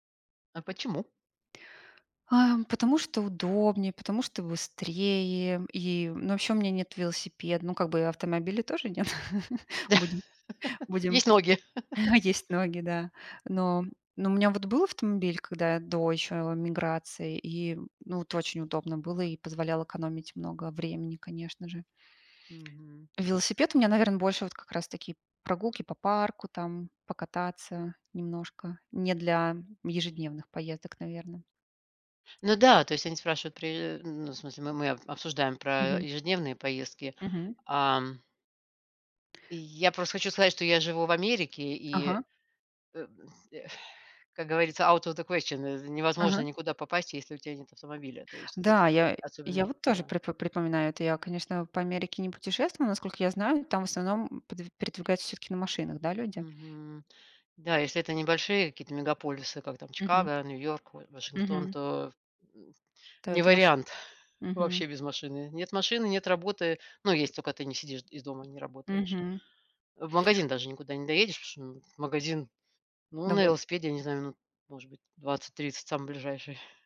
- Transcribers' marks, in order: laugh; chuckle; laughing while speaking: "Есть"; laugh; in English: "out of the question"; chuckle
- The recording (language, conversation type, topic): Russian, unstructured, Какой вид транспорта вам удобнее: автомобиль или велосипед?